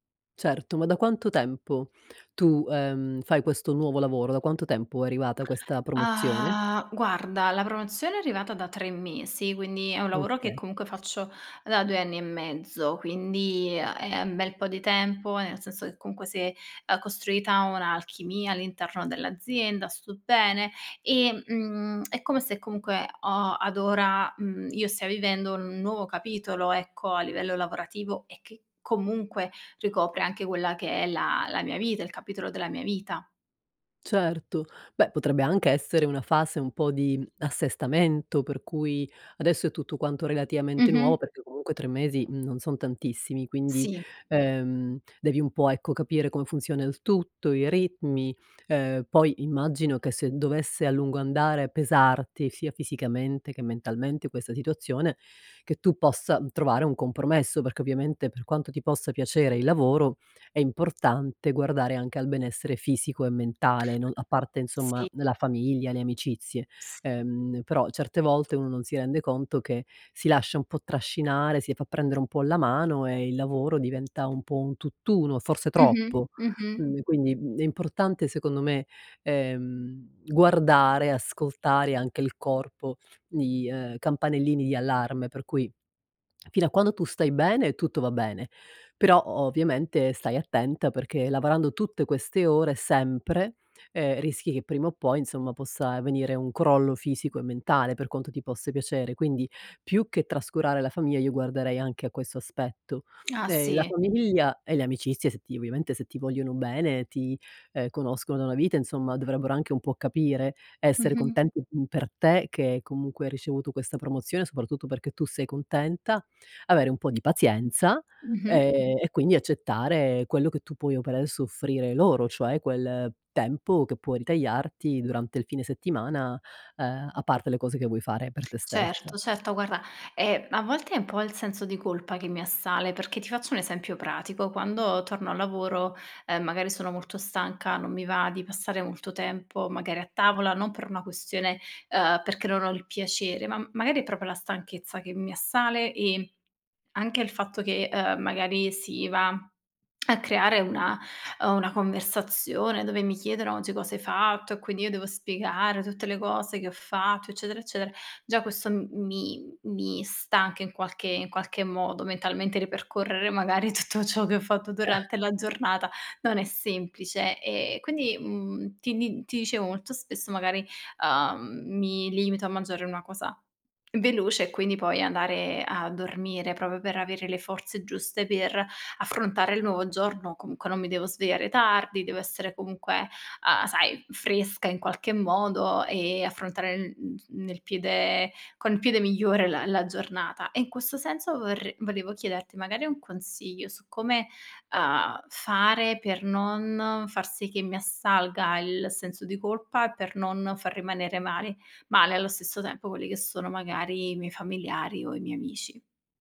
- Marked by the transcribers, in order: tongue click; unintelligible speech; other background noise; tapping; "Guarda" said as "Guarra"; tongue click; chuckle; laughing while speaking: "tutto ciò"
- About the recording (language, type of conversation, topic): Italian, advice, Come posso gestire il senso di colpa per aver trascurato famiglia e amici a causa del lavoro?
- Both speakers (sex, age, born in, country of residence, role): female, 25-29, Italy, Italy, user; female, 50-54, Italy, United States, advisor